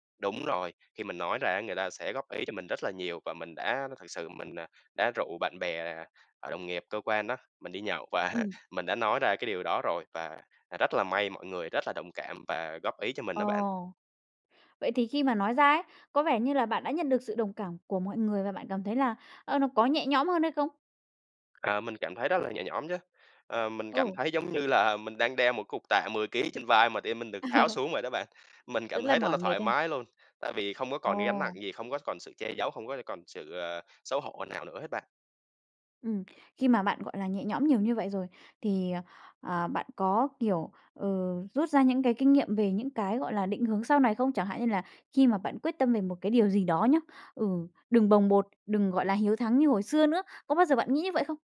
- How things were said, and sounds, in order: other background noise; laughing while speaking: "và"; tapping; laugh
- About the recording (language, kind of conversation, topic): Vietnamese, podcast, Bạn thường bắt đầu lại ra sao sau khi vấp ngã?